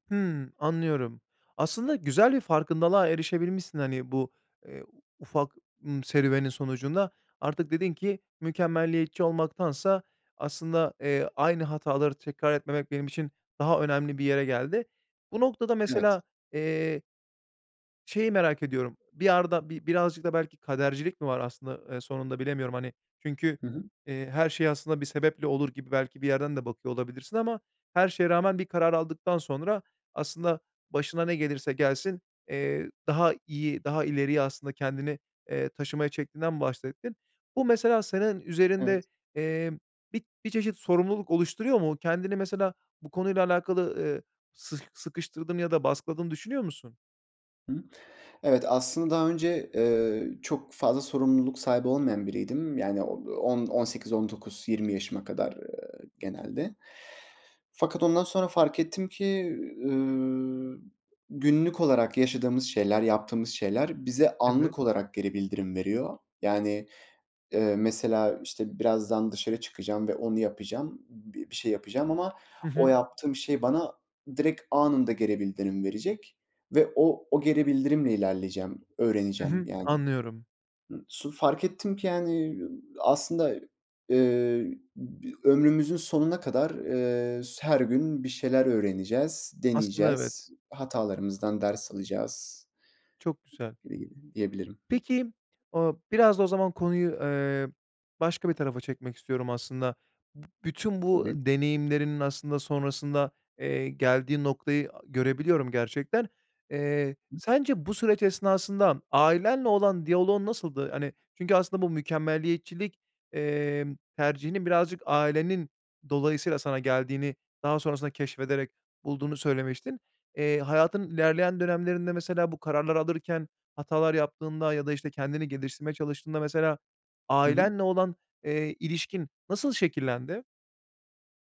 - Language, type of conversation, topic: Turkish, podcast, Seçim yaparken 'mükemmel' beklentisini nasıl kırarsın?
- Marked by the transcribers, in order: tapping; unintelligible speech; other background noise; unintelligible speech